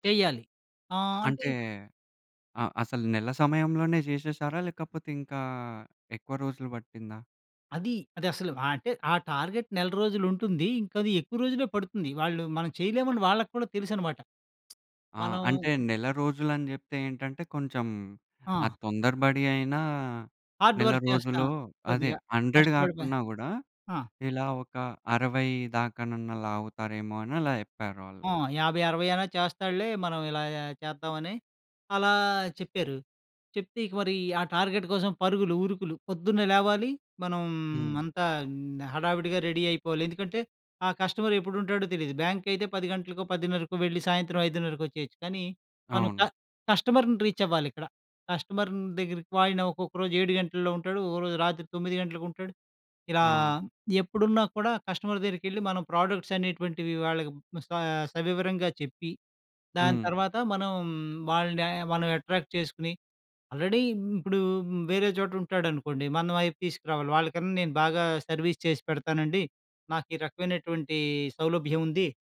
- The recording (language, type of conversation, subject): Telugu, podcast, నీ మొదటి పెద్ద ప్రాజెక్ట్ గురించి చెప్పగలవా?
- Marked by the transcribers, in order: in English: "టార్గెట్"; tapping; in English: "హార్డ్ వర్క్"; in English: "హండ్రెడ్"; in English: "టార్గెట్"; in English: "రెడీ"; in English: "కస్టమర్"; in English: "బ్యాంక్"; in English: "క కస్టమర్‌ని రీచ్"; in English: "కస్టమర్"; in English: "కస్టమర్"; in English: "ప్రోడక్ట్స్"; in English: "అట్రాక్ట్"; in English: "ఆల్రెడీ"; in English: "సర్వీస్"